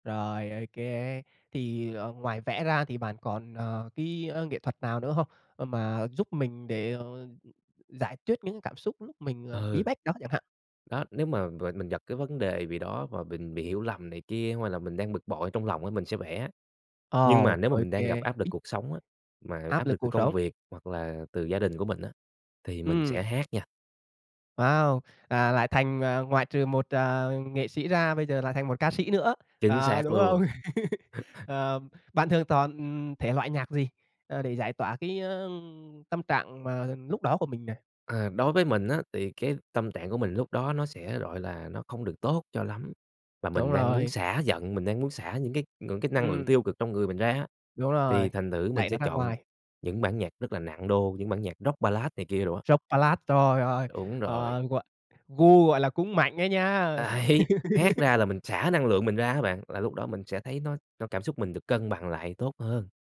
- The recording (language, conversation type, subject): Vietnamese, podcast, Bạn đã từng dùng nghệ thuật để giải tỏa những cảm xúc khó khăn chưa?
- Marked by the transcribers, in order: tapping; laugh; "chọn" said as "tọn"; laugh